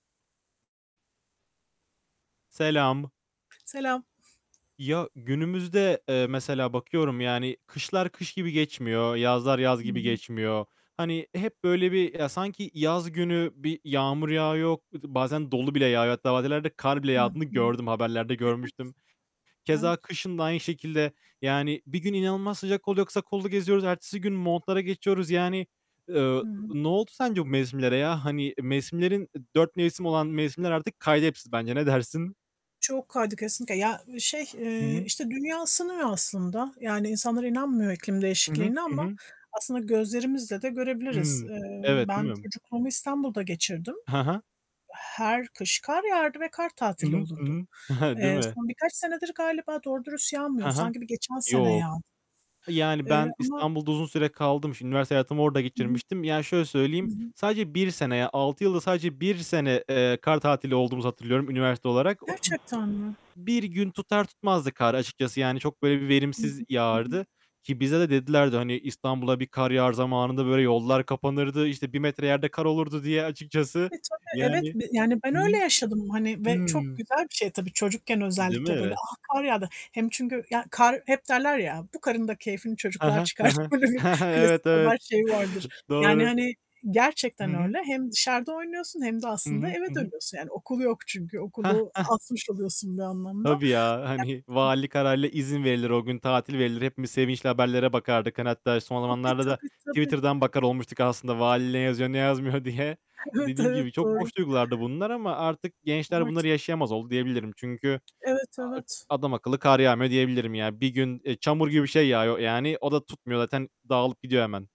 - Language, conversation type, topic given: Turkish, unstructured, Sizce iklim değişikliğini yeterince ciddiye alıyor muyuz?
- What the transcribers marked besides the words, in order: other background noise; static; distorted speech; giggle; mechanical hum; laughing while speaking: "Evet, evet"; laughing while speaking: "Böyle bir"; laughing while speaking: "hani"; unintelligible speech; laughing while speaking: "ne yazmıyor diye"; laughing while speaking: "Evet, evet"; tapping